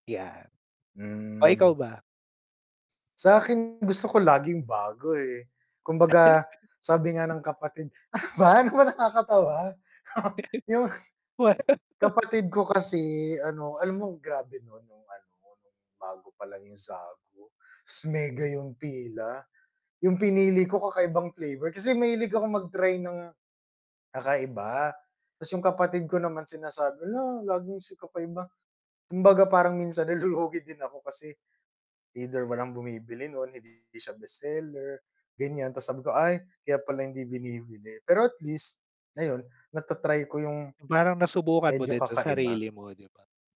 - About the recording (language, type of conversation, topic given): Filipino, unstructured, May natikman ka na bang kakaibang pagkain na hindi mo malilimutan?
- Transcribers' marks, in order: distorted speech; chuckle; tapping; laughing while speaking: "ano ba, ano ba nakakatawa?"; chuckle; other background noise; laugh; static; laughing while speaking: "nalulugi"